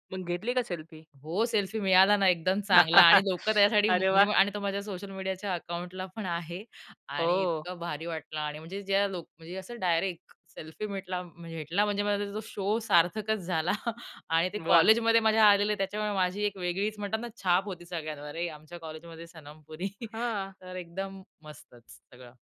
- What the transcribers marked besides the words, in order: chuckle; other background noise; in English: "शो"; chuckle; chuckle
- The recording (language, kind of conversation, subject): Marathi, podcast, तुम्हाला कोणती थेट सादरीकरणाची आठवण नेहमी लक्षात राहिली आहे?